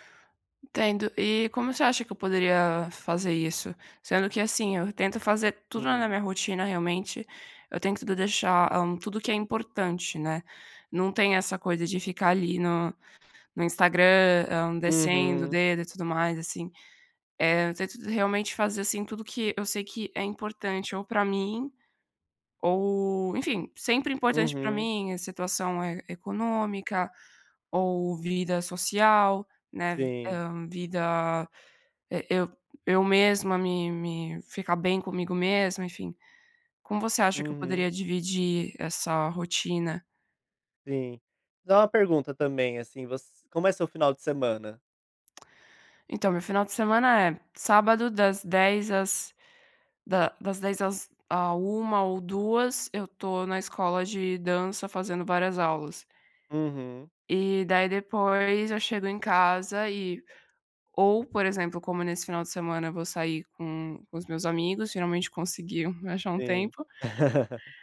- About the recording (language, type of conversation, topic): Portuguese, advice, Como posso manter uma vida social ativa sem sacrificar o meu tempo pessoal?
- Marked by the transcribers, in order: tapping; laugh